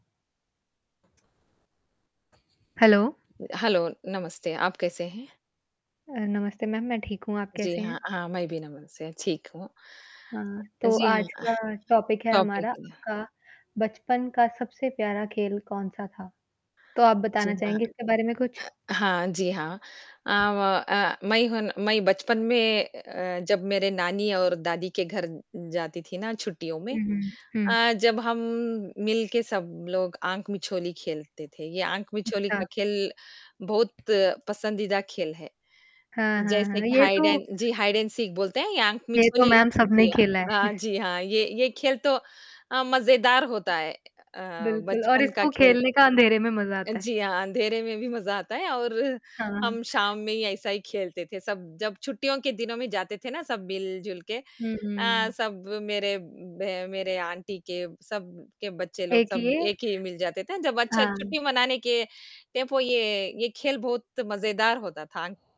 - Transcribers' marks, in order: static; in English: "हेलो"; in English: "हेलो"; distorted speech; in English: "टॉपिक"; in English: "टॉपिक"; tapping; in English: "हाइड एंड सीक"; chuckle
- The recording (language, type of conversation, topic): Hindi, unstructured, आपके बचपन का सबसे प्यारा खेल कौन सा था?